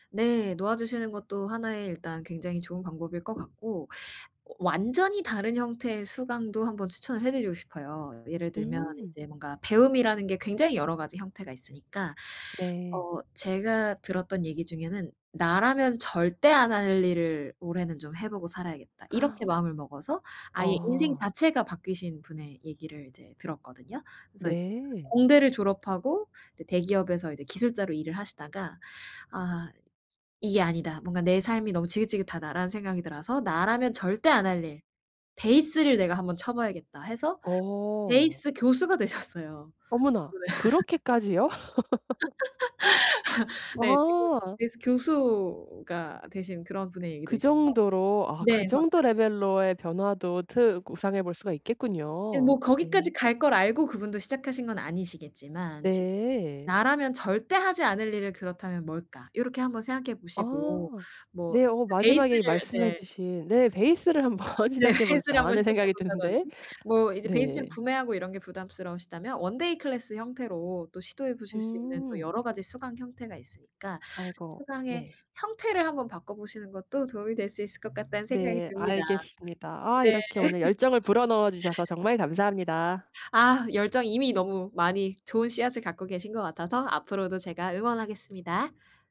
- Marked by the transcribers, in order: tapping; gasp; other background noise; laughing while speaking: "되셨어요"; unintelligible speech; laugh; laughing while speaking: "한번"; laughing while speaking: "네. 베이스를"; laugh
- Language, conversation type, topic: Korean, advice, 어떻게 하면 잃어버린 열정을 다시 찾을 수 있을까요?